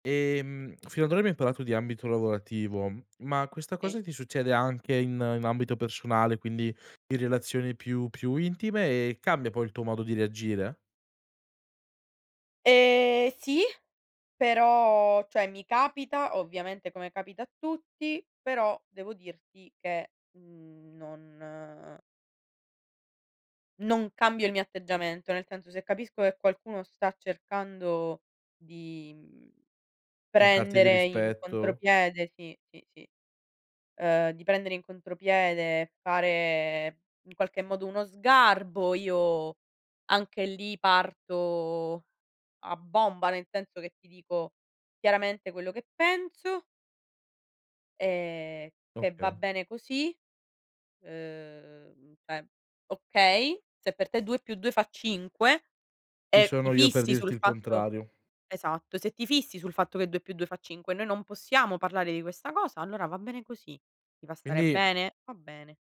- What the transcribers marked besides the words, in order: none
- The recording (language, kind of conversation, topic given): Italian, podcast, Cosa fai quando la comunicazione diventa tesa o conflittuale?